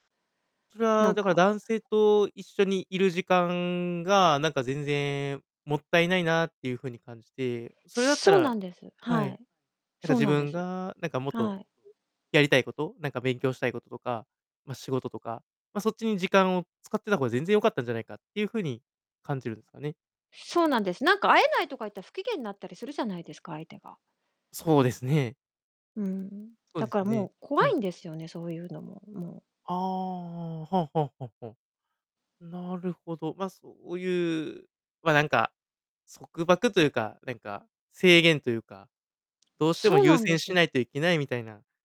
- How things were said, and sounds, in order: distorted speech
- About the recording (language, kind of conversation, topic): Japanese, advice, 新しい恋に踏み出すのが怖くてデートを断ってしまうのですが、どうしたらいいですか？